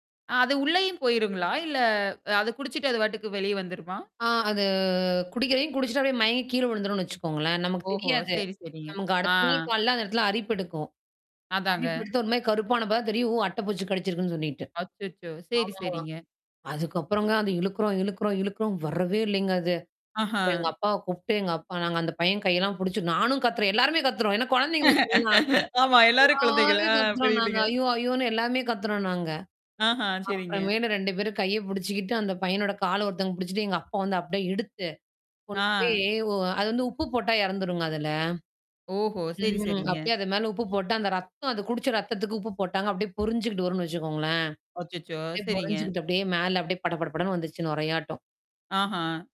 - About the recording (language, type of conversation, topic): Tamil, podcast, நண்பர்களுடன் விளையாடிய போது உங்களுக்கு மிகவும் பிடித்த ஒரு நினைவை பகிர முடியுமா?
- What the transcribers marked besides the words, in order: drawn out: "அது"; distorted speech; mechanical hum; sad: "அதுக்கப்புறங்க அது இழுக்குறோம், இழுக்குறோம், இழுக்குறோம் வரவே இல்லைங்க அது"; laughing while speaking: "ஆமா. எல்லாரும் குழந்தைகள். ஆ புரியுதுங்க"; drawn out: "ம்"